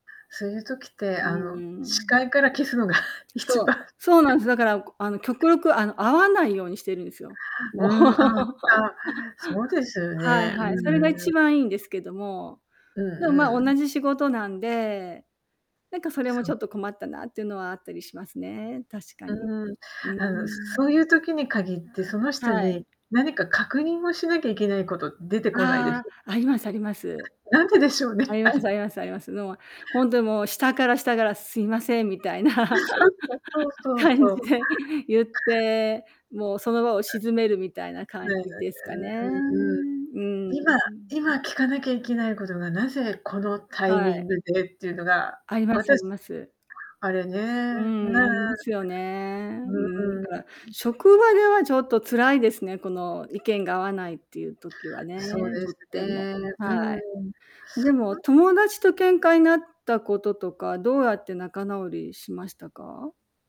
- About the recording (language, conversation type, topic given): Japanese, unstructured, 友達と意見が合わないとき、どのように対応しますか？
- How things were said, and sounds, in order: distorted speech; laughing while speaking: "消すのが一番"; chuckle; laughing while speaking: "もう"; laugh; static; other background noise; tapping; chuckle; laughing while speaking: "みたいな。感じで"